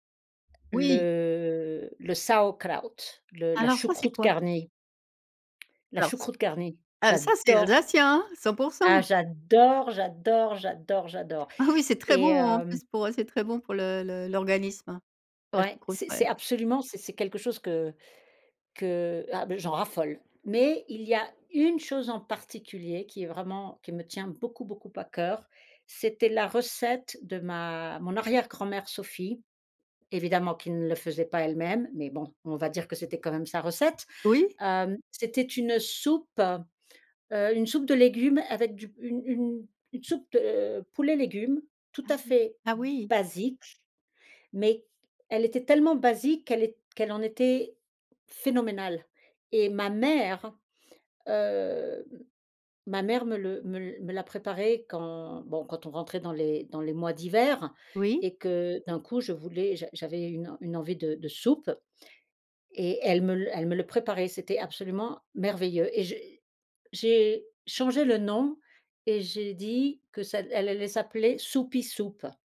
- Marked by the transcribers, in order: put-on voice: "Sauerkraut"; stressed: "Mais"; stressed: "mère"; stressed: "d'hiver"
- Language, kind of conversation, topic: French, podcast, Quelle place la cuisine occupe-t-elle dans ton héritage ?